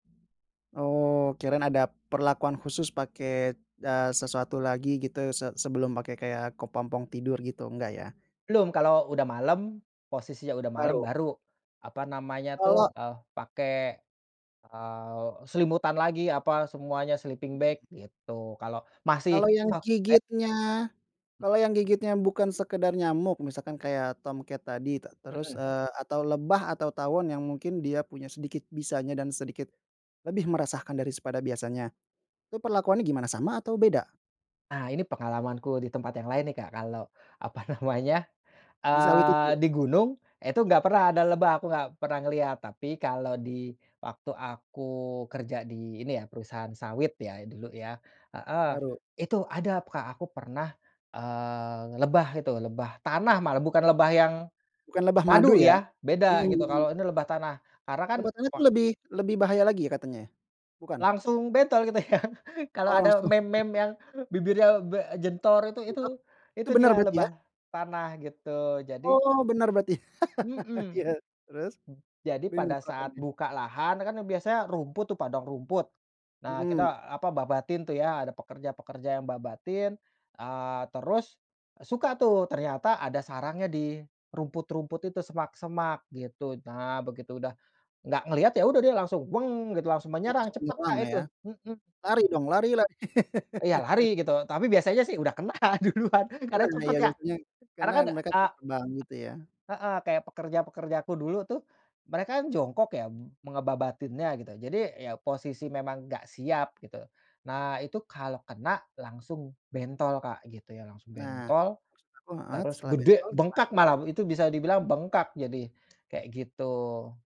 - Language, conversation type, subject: Indonesian, podcast, Bagaimana cara menangani gigitan serangga saat berada di alam terbuka?
- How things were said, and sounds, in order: in English: "sleeping bag"; other background noise; laughing while speaking: "gitu ya"; chuckle; laugh; unintelligible speech; other noise; tapping; laugh; laughing while speaking: "kena duluan"